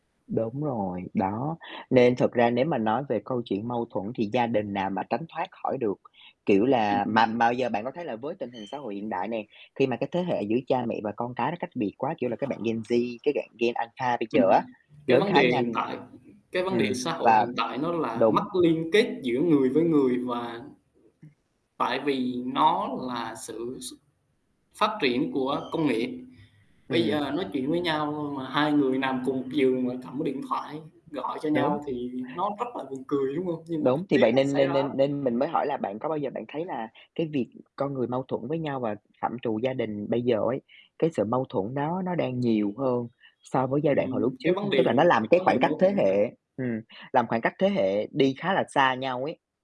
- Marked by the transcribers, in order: tapping; static; distorted speech; other background noise; "bạn" said as "gạn"; other noise; mechanical hum; horn
- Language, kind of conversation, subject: Vietnamese, unstructured, Bạn thường giải quyết tranh chấp trong gia đình như thế nào?